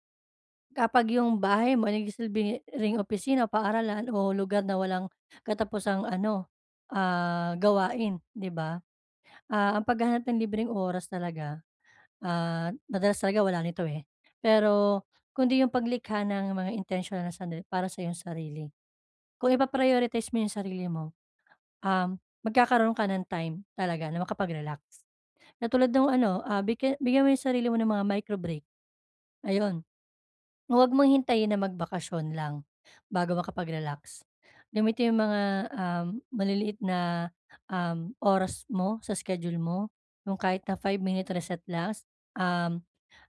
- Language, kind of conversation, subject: Filipino, advice, Paano ako makakapagpahinga sa bahay kung palagi akong abala?
- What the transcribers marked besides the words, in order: none